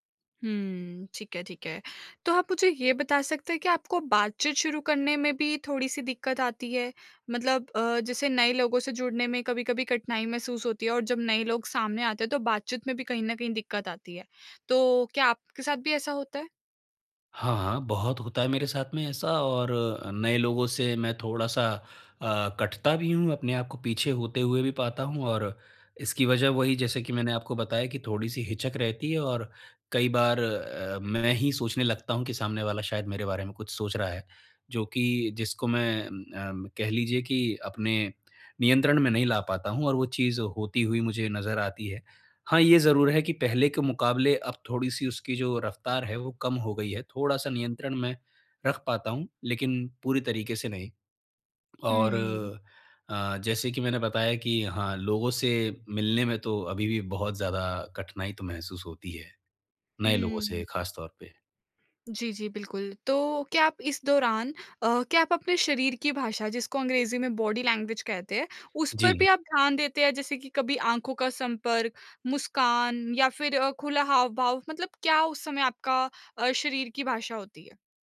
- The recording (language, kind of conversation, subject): Hindi, advice, सामाजिक आयोजनों में मैं अधिक आत्मविश्वास कैसे महसूस कर सकता/सकती हूँ?
- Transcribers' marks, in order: in English: "बॉडी लैंग्वेज"